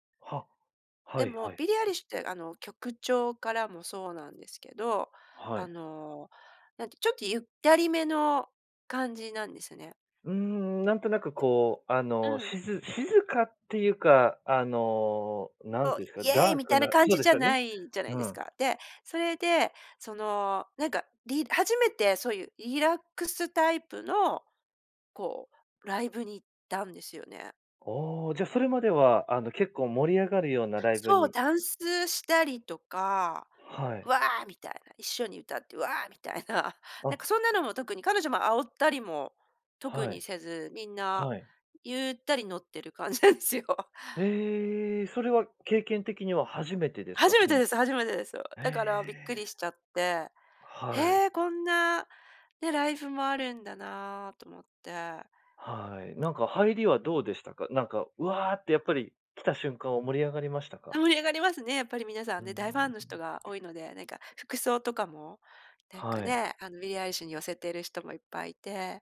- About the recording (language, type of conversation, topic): Japanese, podcast, ライブで心を動かされた瞬間はありましたか？
- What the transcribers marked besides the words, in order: other noise; laughing while speaking: "みたいな"; laughing while speaking: "感じなんですよ"